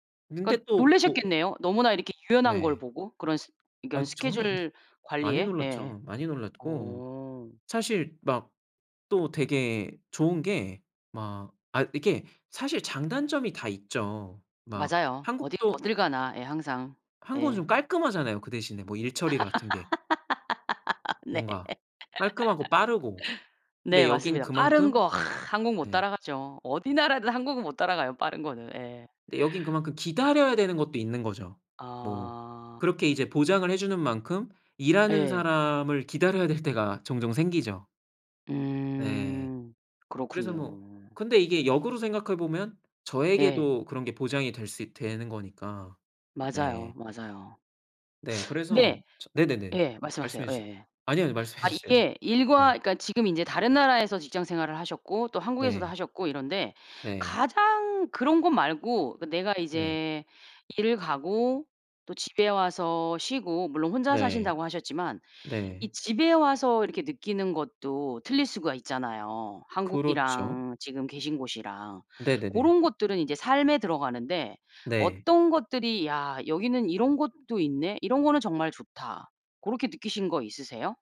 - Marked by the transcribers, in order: other background noise; laugh; laughing while speaking: "네"; laugh; other noise; teeth sucking; laughing while speaking: "말씀해 주세요"
- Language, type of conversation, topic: Korean, podcast, 일과 삶의 균형을 결정할 때 가장 중요하게 고려하는 것은 무엇인가요?